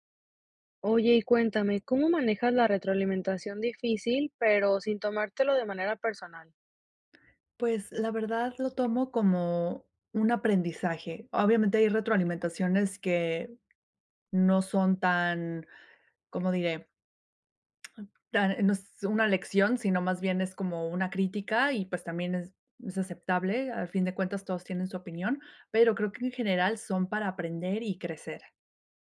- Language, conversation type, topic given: Spanish, podcast, ¿Cómo manejas la retroalimentación difícil sin tomártela personal?
- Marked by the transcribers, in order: other background noise; other noise